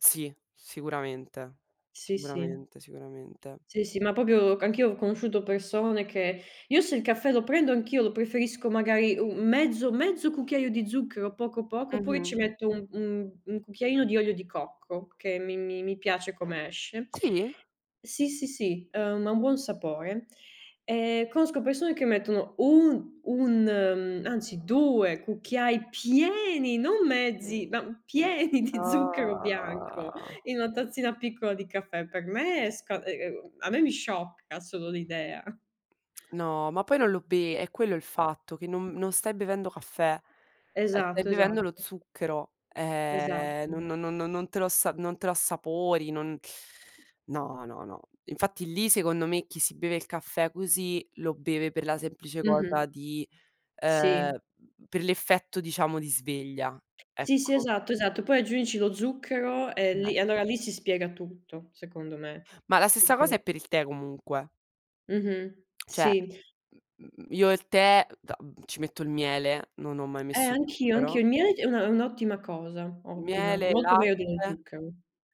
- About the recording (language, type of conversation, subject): Italian, unstructured, Preferisci il caffè o il tè per iniziare la giornata e perché?
- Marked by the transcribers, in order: "proprio" said as "popio"; other background noise; stressed: "pieni"; laughing while speaking: "ma pieni"; drawn out: "Ah"; tapping; other noise; unintelligible speech; unintelligible speech